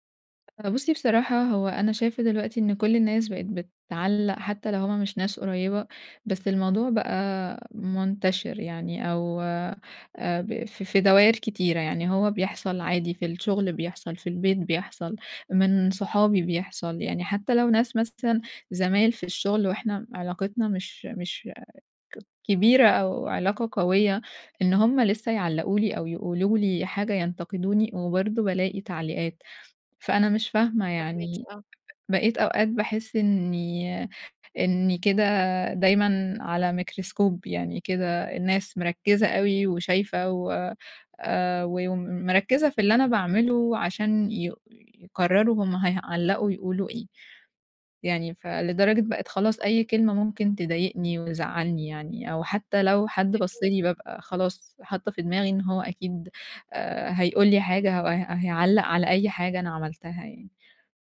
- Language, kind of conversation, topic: Arabic, advice, إزاي الانتقاد المتكرر بيأثر على ثقتي بنفسي؟
- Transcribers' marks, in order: in English: "ميكروسكوب"; tapping